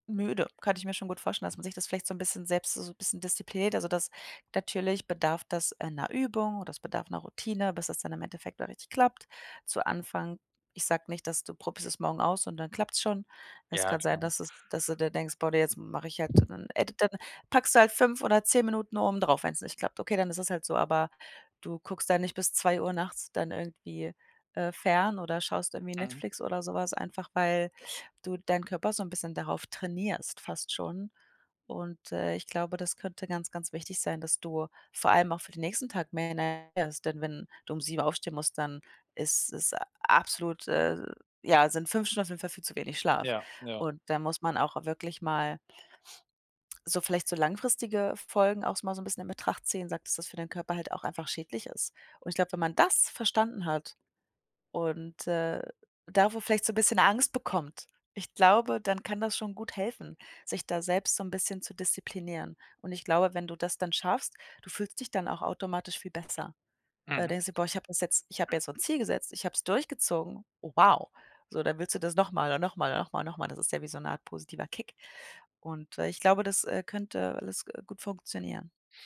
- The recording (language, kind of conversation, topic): German, advice, Wie kann ich meine Bildschirmzeit am Abend reduzieren, damit ich besser einschlafen kann?
- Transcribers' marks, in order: other background noise; stressed: "das"